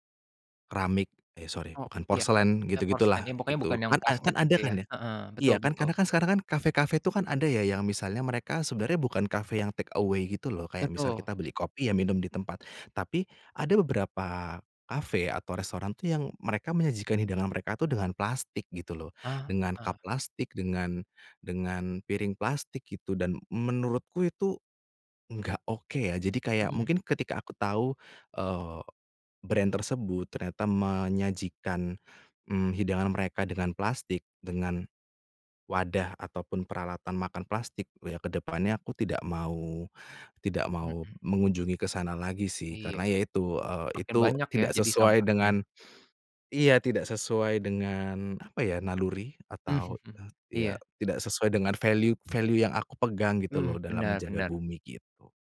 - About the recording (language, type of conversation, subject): Indonesian, podcast, Menurut kamu, langkah kecil apa yang paling berdampak untuk bumi?
- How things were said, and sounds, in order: in English: "take away"; in English: "brand"; laugh; in English: "value-value"